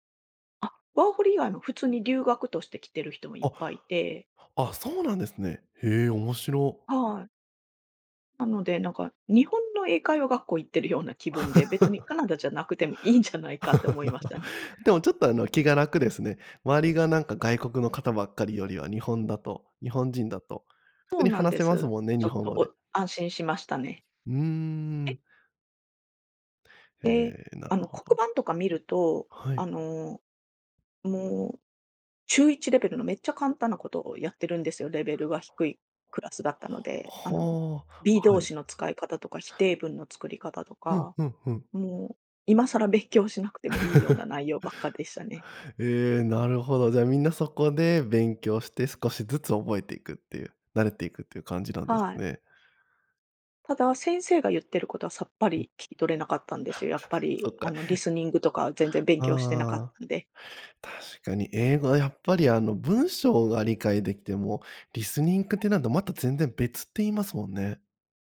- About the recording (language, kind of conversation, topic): Japanese, podcast, ひとり旅で一番忘れられない体験は何でしたか？
- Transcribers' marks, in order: laugh; laugh; chuckle; chuckle